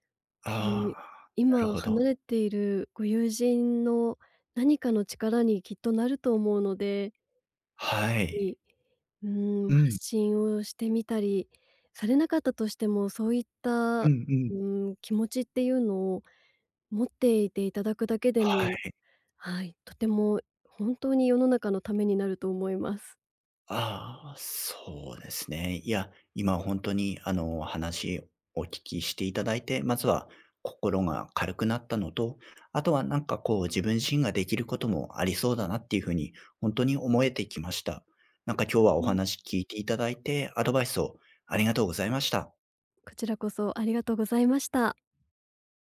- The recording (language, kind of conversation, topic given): Japanese, advice, 別れた直後のショックや感情をどう整理すればよいですか？
- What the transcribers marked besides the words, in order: none